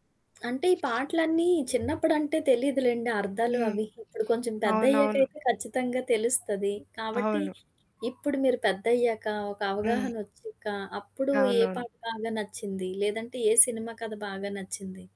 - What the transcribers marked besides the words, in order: other background noise; background speech
- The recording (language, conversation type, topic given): Telugu, podcast, సినిమాలు, పాటలు మీకు ఎలా స్ఫూర్తి ఇస్తాయి?